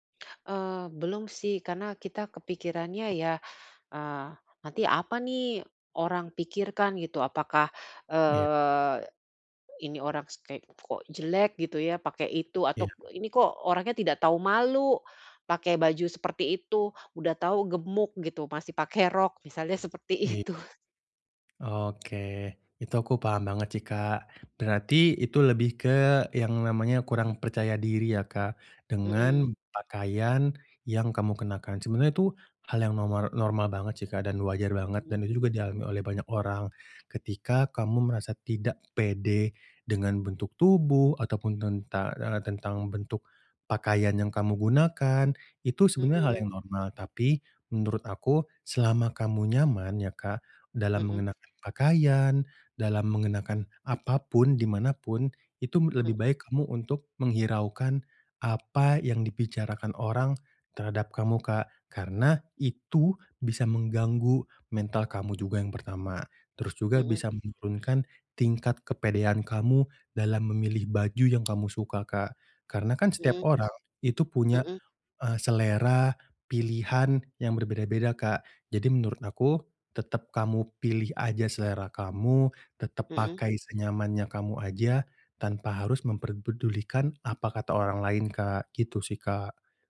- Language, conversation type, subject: Indonesian, advice, Bagaimana cara memilih pakaian yang cocok dan nyaman untuk saya?
- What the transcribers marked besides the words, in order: other background noise; laughing while speaking: "seperti itu"; tapping